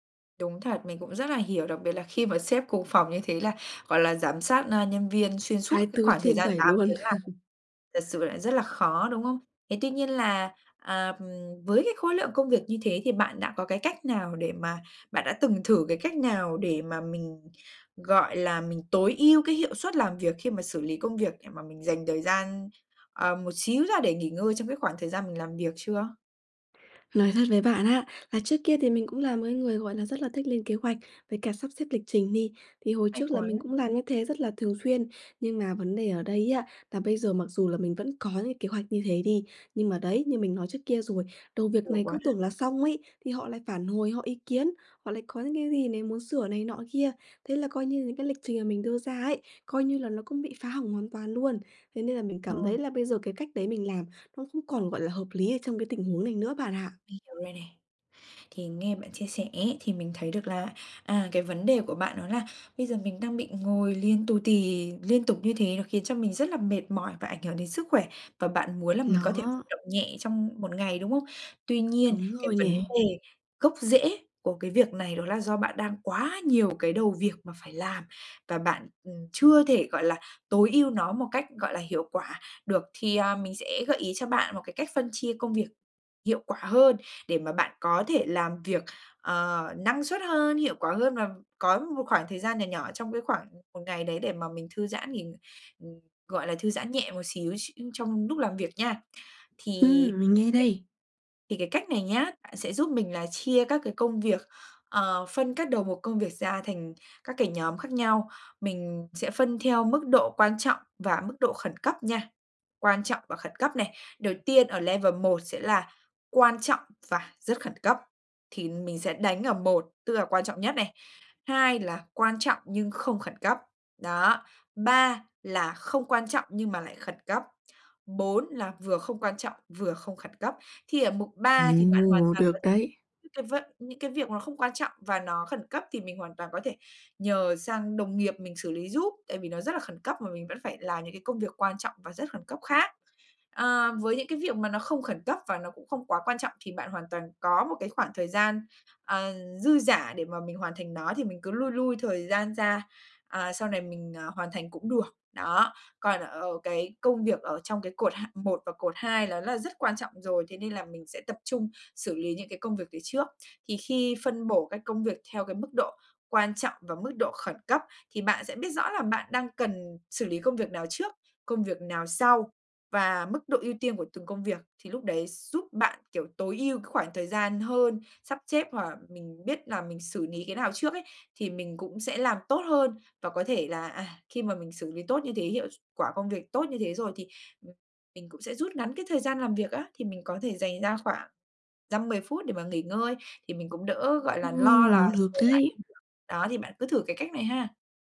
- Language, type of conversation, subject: Vietnamese, advice, Làm sao để tôi vận động nhẹ nhàng xuyên suốt cả ngày khi phải ngồi nhiều?
- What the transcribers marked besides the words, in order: laugh; tapping; other background noise; in English: "level"; "xếp" said as "chếp"